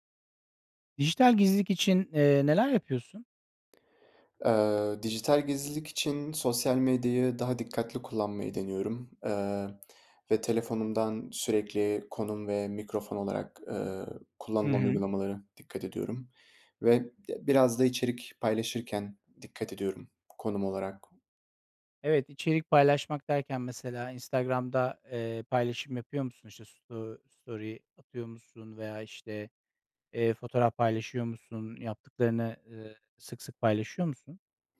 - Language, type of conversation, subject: Turkish, podcast, Dijital gizliliğini korumak için neler yapıyorsun?
- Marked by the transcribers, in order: tapping; in English: "story"